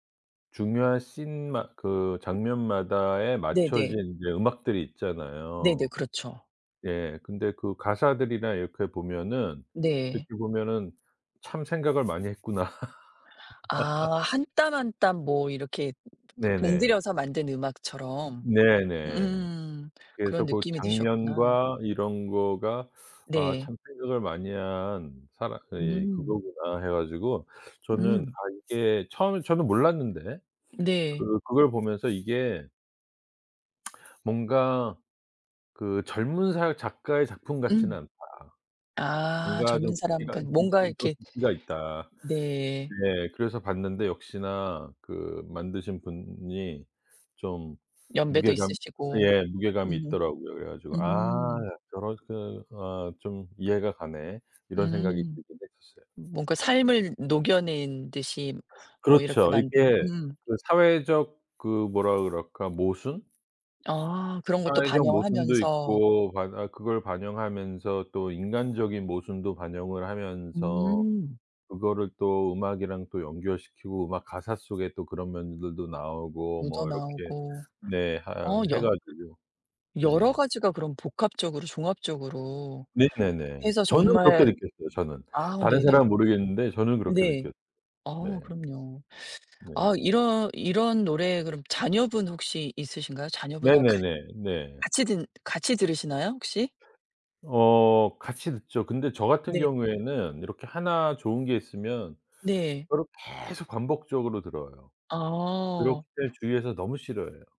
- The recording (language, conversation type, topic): Korean, podcast, 좋아하는 음악 장르는 무엇이고, 왜 좋아하시나요?
- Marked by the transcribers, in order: other background noise; laughing while speaking: "했구나"; laugh; lip smack; tapping; unintelligible speech; other noise